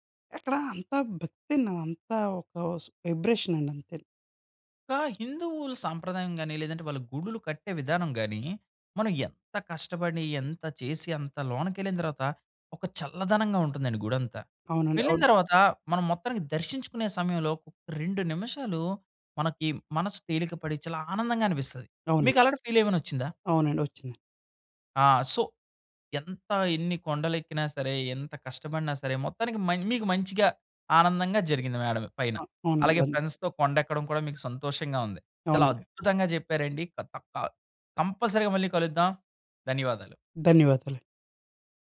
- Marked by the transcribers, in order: in English: "వైబ్రేషన్"; in English: "ఫీల్"; in English: "సో"; in English: "ఫ్రెండ్స్‌తో"; other noise; in English: "కంపల్సరీగా"
- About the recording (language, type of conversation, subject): Telugu, podcast, దగ్గర్లోని కొండ ఎక్కిన అనుభవాన్ని మీరు ఎలా వివరించగలరు?